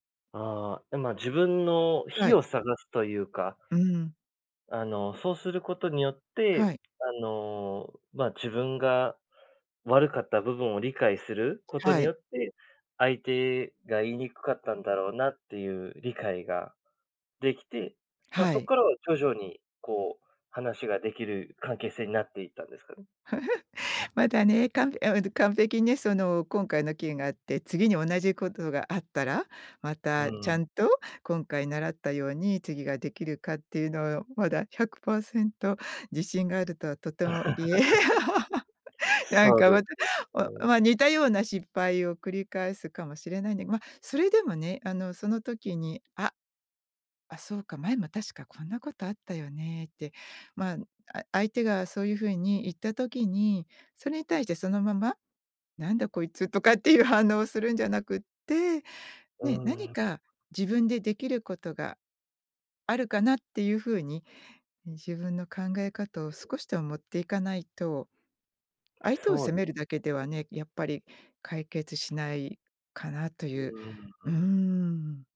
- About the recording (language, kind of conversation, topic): Japanese, podcast, 相手の立場を理解するために、普段どんなことをしていますか？
- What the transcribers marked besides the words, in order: giggle; laugh